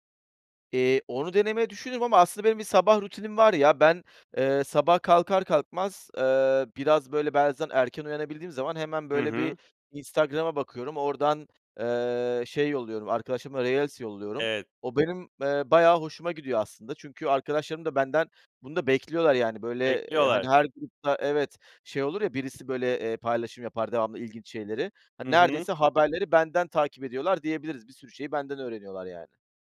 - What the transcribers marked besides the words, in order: tapping; other background noise
- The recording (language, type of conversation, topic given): Turkish, advice, Kronik yorgunluk nedeniyle her sabah işe gitmek istemem normal mi?